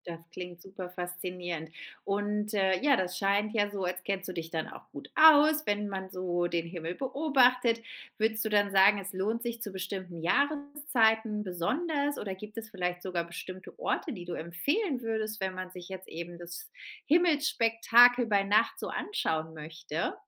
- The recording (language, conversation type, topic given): German, podcast, Was fasziniert dich am Sternenhimmel, wenn du nachts rausgehst?
- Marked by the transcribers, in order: stressed: "aus"; stressed: "beobachtet"; stressed: "Jahreszeiten"